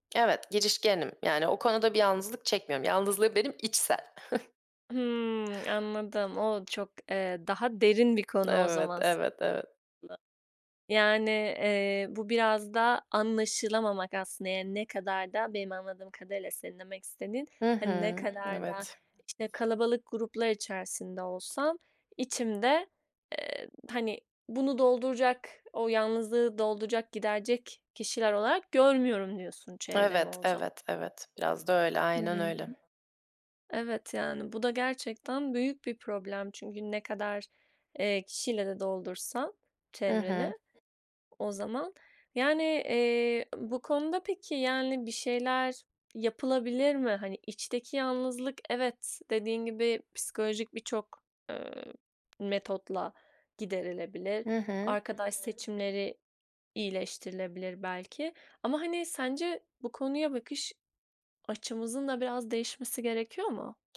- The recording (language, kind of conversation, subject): Turkish, podcast, Topluluk içinde yalnızlığı azaltmanın yolları nelerdir?
- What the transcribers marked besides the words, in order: other background noise; tapping; chuckle; unintelligible speech